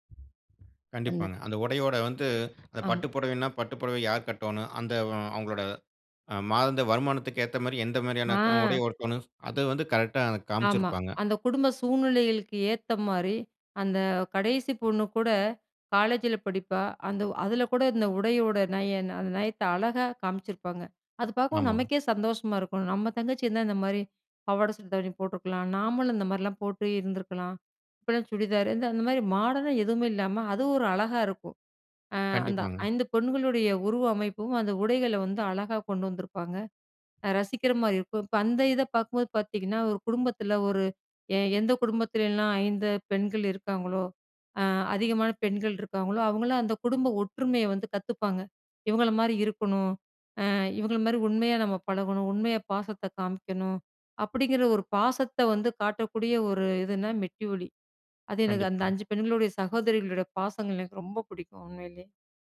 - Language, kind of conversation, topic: Tamil, podcast, நீங்கள் பார்க்கும் தொடர்கள் பெண்களை எப்படிப் பிரதிபலிக்கின்றன?
- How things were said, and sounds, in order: other noise; other background noise; "மாதாந்திர" said as "மாதந்த"